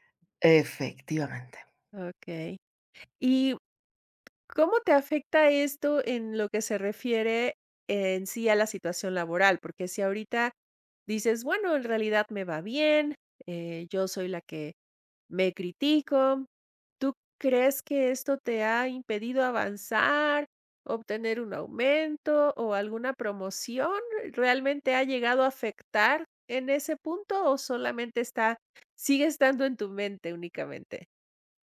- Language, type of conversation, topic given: Spanish, advice, ¿Cómo puedo manejar mi autocrítica constante para atreverme a intentar cosas nuevas?
- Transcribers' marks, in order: tapping